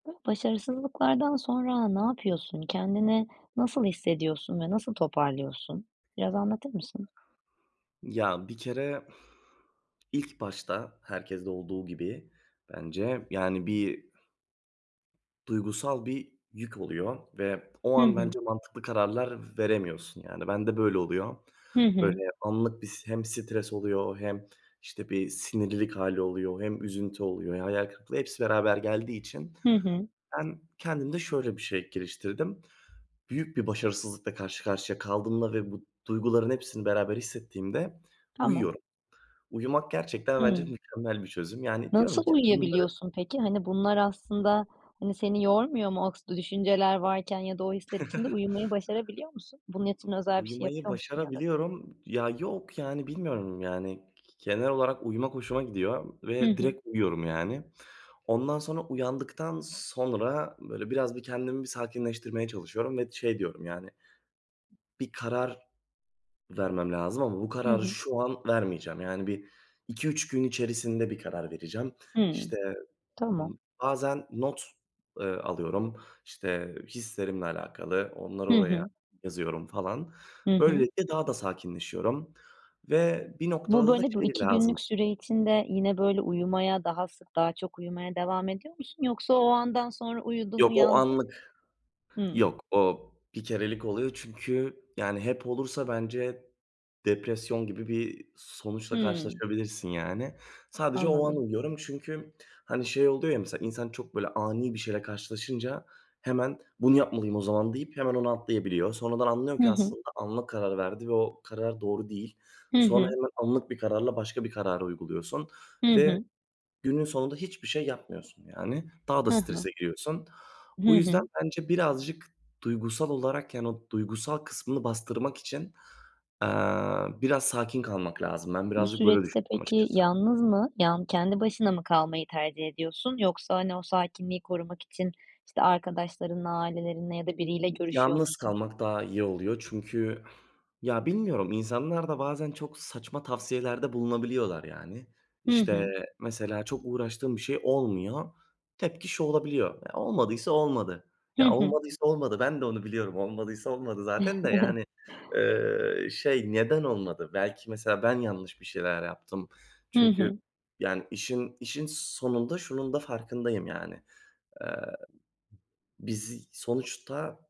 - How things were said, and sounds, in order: unintelligible speech; exhale; unintelligible speech; chuckle; exhale; giggle
- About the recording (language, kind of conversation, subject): Turkish, podcast, Başarısızlıktan sonra kendini nasıl toparlarsın?
- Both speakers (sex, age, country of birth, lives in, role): female, 30-34, Turkey, Netherlands, host; male, 20-24, Turkey, Hungary, guest